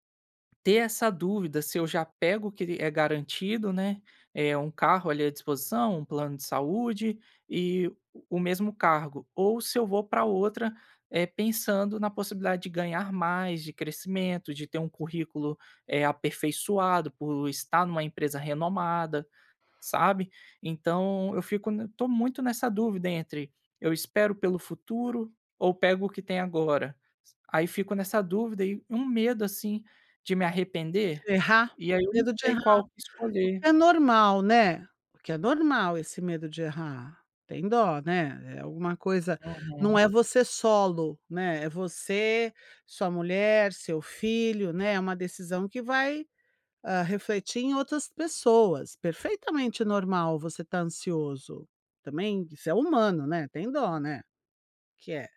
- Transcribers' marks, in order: tapping; other background noise
- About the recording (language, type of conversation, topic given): Portuguese, advice, Como posso escolher entre duas ofertas de emprego?